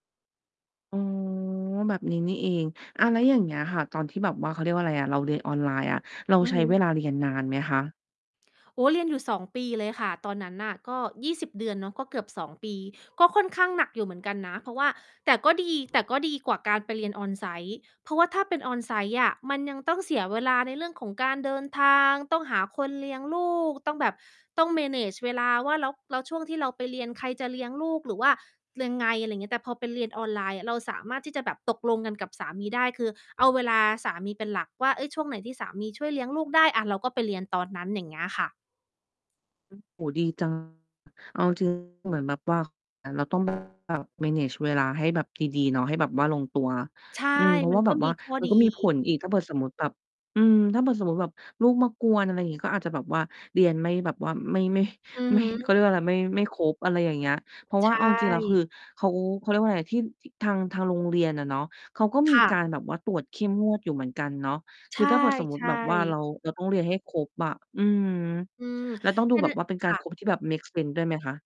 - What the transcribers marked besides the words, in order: distorted speech; in English: "manage"; tapping; in English: "manage"; other background noise
- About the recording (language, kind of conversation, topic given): Thai, podcast, การเรียนออนไลน์ส่งผลต่อคุณอย่างไรบ้าง?